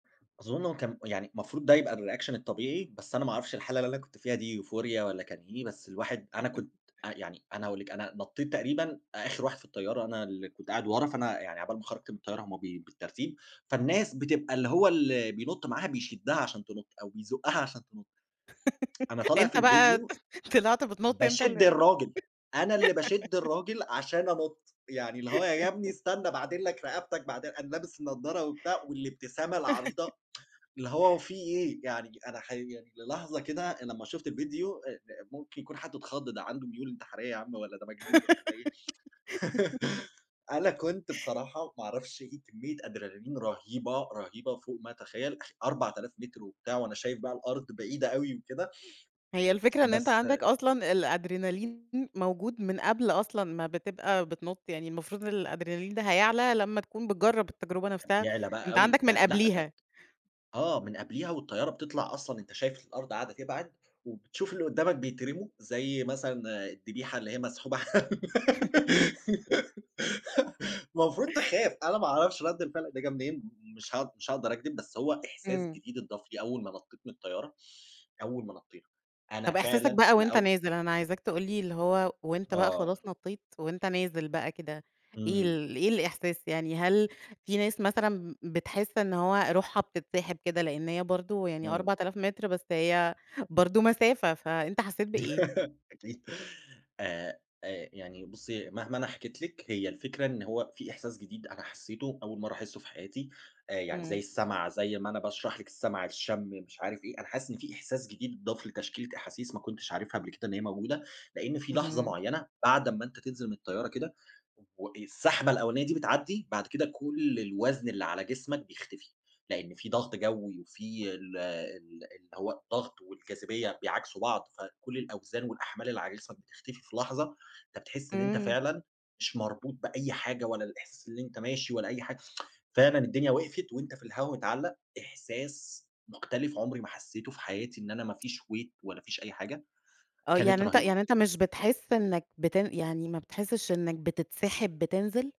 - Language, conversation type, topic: Arabic, podcast, إيه هي المغامرة اللي خلت قلبك يدق أسرع؟
- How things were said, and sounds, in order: in English: "الReaction"; laugh; in English: "Euphoria"; laugh; laughing while speaking: "طلعت بتنُطّ أنت ال"; tsk; laugh; laugh; tsk; laugh; tsk; laugh; tsk; tapping; laugh; laugh; tsk; in English: "Weight"